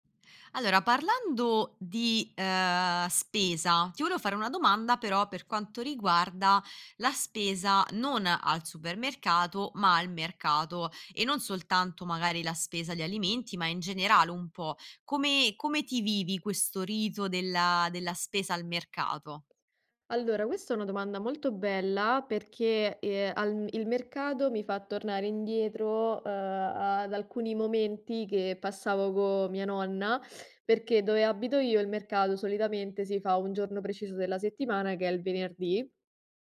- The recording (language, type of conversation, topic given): Italian, podcast, Come vivi la spesa al mercato e quali dettagli rendono questo momento un rito per te?
- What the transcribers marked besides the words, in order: tapping; other background noise